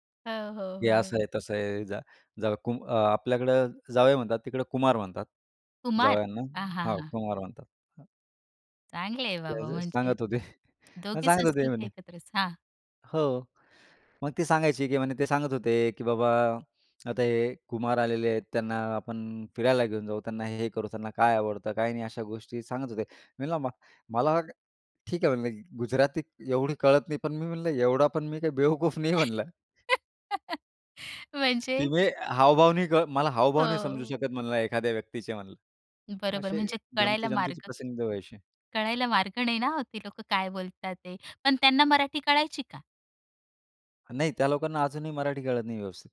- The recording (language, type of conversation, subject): Marathi, podcast, तुमच्या घरात वेगवेगळ्या संस्कृती एकमेकांत कशा मिसळतात?
- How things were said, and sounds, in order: stressed: "कुमार...आ"; "जावयांना" said as "जावईना"; other background noise; laughing while speaking: "होते. हां, सांगत होते म्हणे"; tongue click; laughing while speaking: "काही बेवकूफ नाही म्हणलं"; laugh; laughing while speaking: "म्हणजे?"; laughing while speaking: "हो"; "असे" said as "अशे"; "प्रसंग" said as "प्रसंगत"; tapping; laughing while speaking: "कळायला मार्ग नाही ना, ती लोकं काय बोलतात ते?"